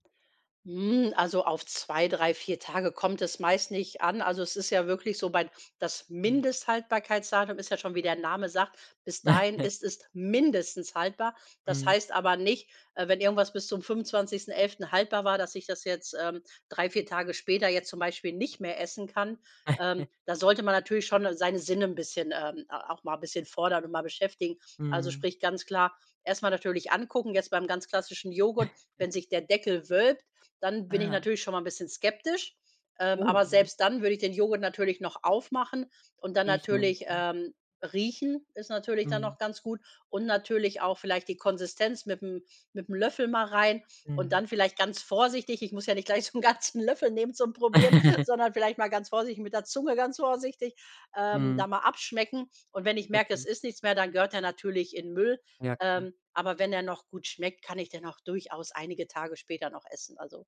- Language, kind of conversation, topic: German, podcast, Wie gehst du im Alltag mit Lebensmitteln und Müll um?
- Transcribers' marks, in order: stressed: "mindestens"; chuckle; chuckle; chuckle; laughing while speaking: "ganzen"; giggle